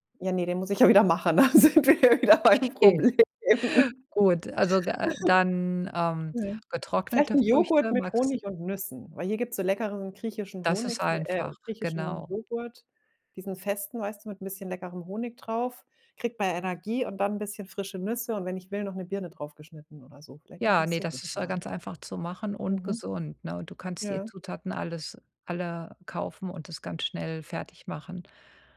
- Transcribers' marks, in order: laughing while speaking: "wieder machen, da sind wir ja wieder beim Problem"; laughing while speaking: "Okay, gut"; laugh; other noise
- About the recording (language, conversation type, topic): German, advice, Wie kann ich dauerhaft gesündere Essgewohnheiten etablieren?